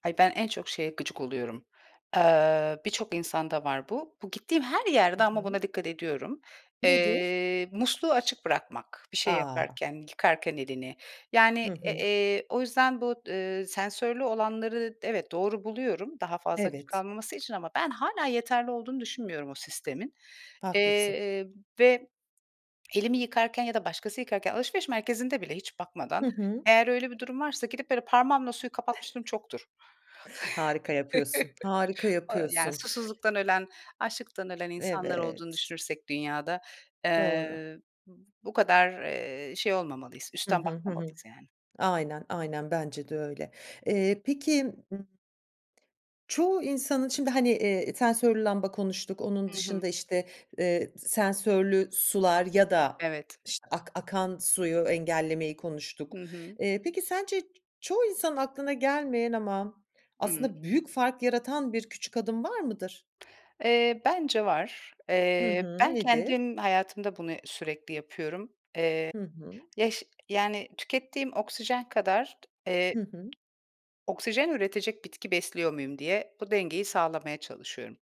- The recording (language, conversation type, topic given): Turkish, podcast, Evde enerji tasarrufu yapmak için en etkili ve en basit yöntemler nelerdir?
- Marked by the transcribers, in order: other background noise; tapping; chuckle; chuckle